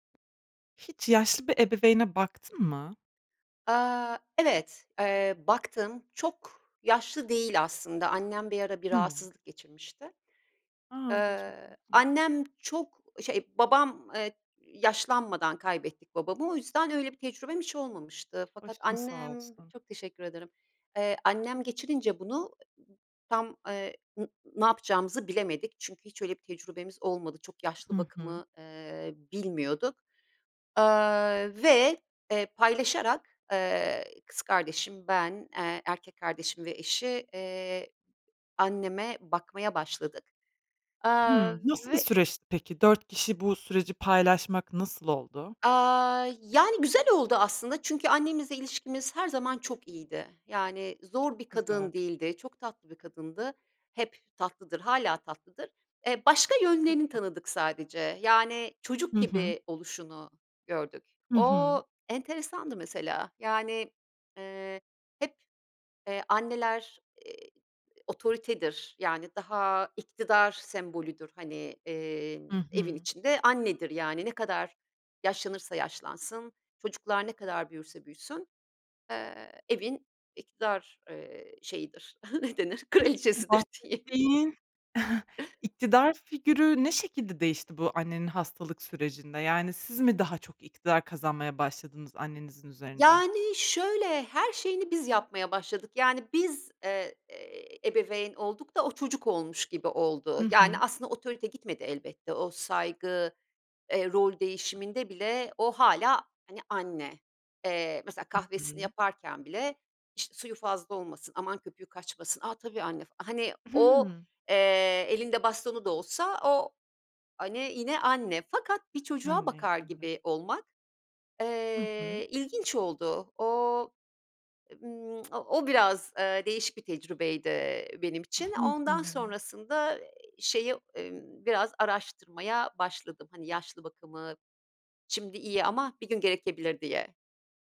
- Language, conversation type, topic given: Turkish, podcast, Yaşlı bir ebeveynin bakım sorumluluğunu üstlenmeyi nasıl değerlendirirsiniz?
- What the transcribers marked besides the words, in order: other background noise; chuckle; laughing while speaking: "ne denir, kraliçesidir diyeyim"; chuckle; unintelligible speech; lip smack